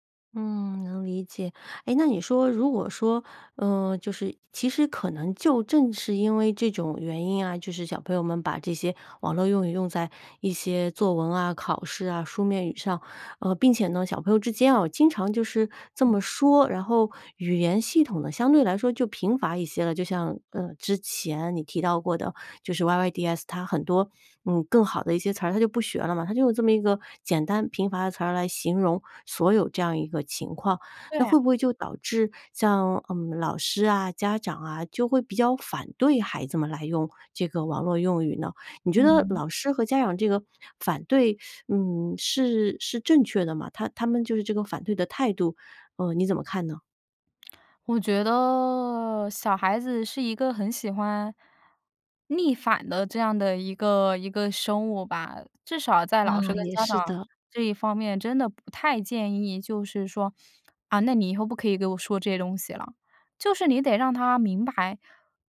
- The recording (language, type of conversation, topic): Chinese, podcast, 你觉得网络语言对传统语言有什么影响？
- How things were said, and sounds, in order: other background noise; teeth sucking